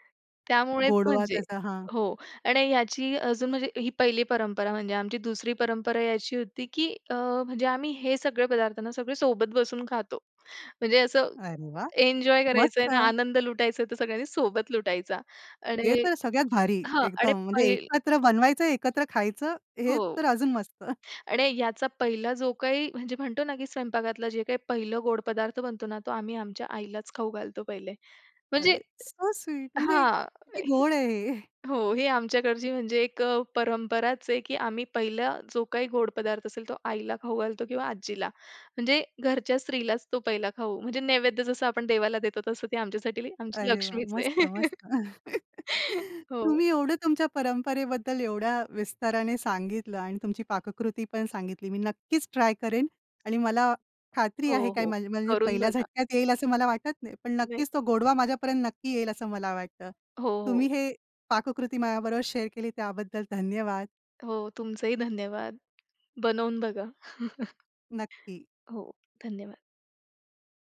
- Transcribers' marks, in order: chuckle; joyful: "सो स्वीट. म्हणजे किती गोड आहे हे"; in English: "सो स्वीट"; laughing while speaking: "हे"; laugh; tapping; in English: "शेअर"; other noise
- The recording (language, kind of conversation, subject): Marathi, podcast, तुम्ही वारसा म्हणून पुढच्या पिढीस कोणती पारंपरिक पाककृती देत आहात?